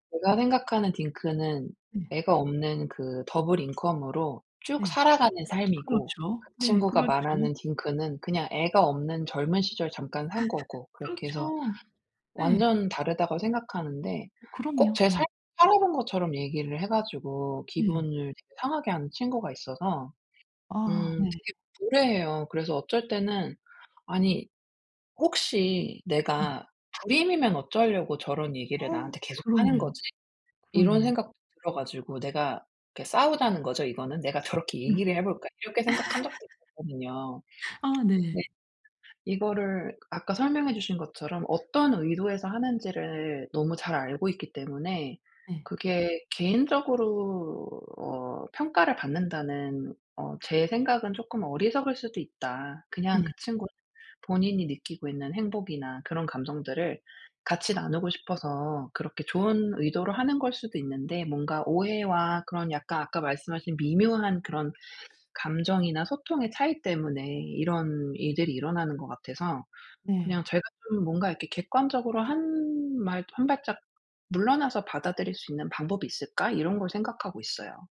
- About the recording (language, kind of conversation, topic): Korean, advice, 어떻게 하면 타인의 무례한 지적을 개인적으로 받아들이지 않을 수 있을까요?
- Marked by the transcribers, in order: tapping; in English: "double income으로"; other background noise; laugh; laugh; tsk